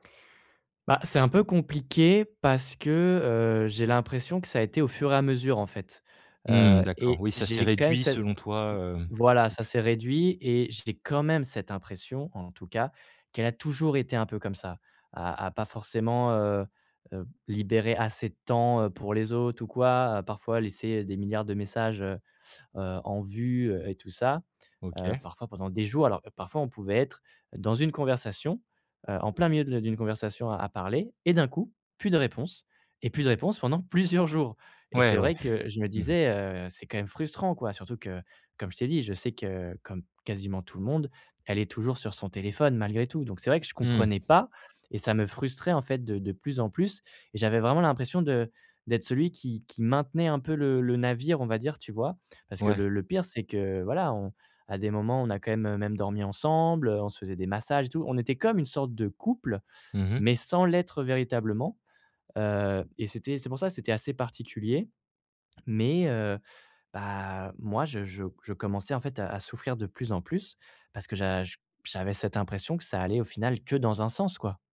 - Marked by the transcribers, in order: other background noise; stressed: "pas"
- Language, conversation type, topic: French, advice, Comment reconstruire ta vie quotidienne après la fin d’une longue relation ?